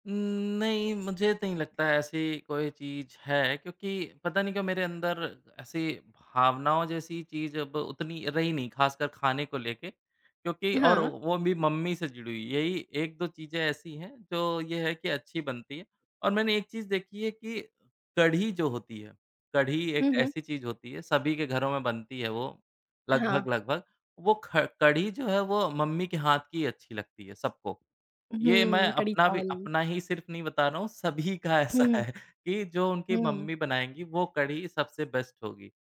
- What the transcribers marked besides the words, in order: laughing while speaking: "ऐसा है"; in English: "बेस्ट"
- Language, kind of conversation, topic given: Hindi, podcast, आपके बचपन का सबसे यादगार खाना कौन-सा था?